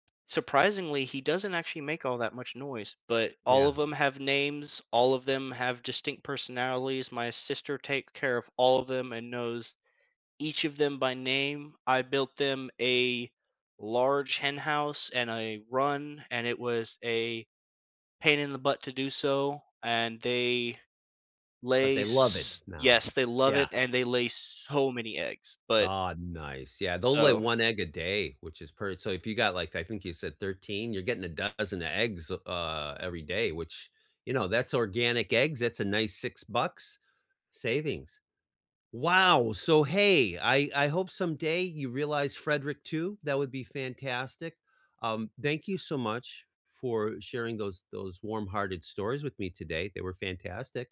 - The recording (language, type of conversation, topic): English, unstructured, How do your pets spark everyday joy and help you feel more connected?
- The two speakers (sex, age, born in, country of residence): male, 20-24, United States, United States; male, 60-64, United States, United States
- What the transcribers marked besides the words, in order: stressed: "love"; stressed: "so"; other background noise; tapping; surprised: "Wow!"